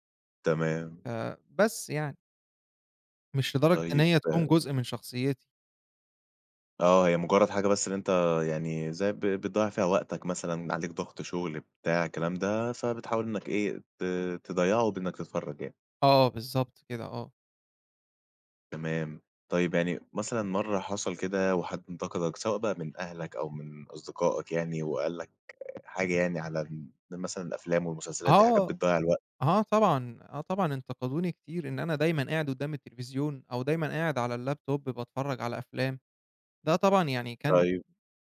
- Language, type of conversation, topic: Arabic, podcast, احكيلي عن هوايتك المفضلة وإزاي بدأت فيها؟
- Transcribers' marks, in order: other background noise; in English: "الlaptop"